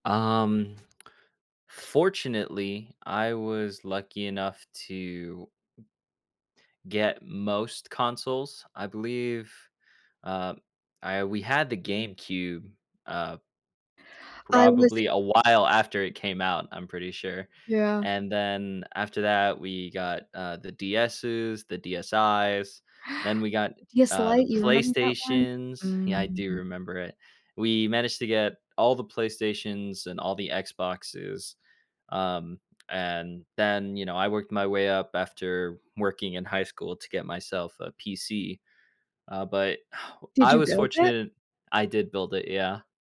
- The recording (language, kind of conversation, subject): English, unstructured, Which hobby should I try to help me relax?
- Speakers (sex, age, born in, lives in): female, 30-34, United States, United States; male, 20-24, United States, United States
- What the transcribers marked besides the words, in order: other background noise; gasp; exhale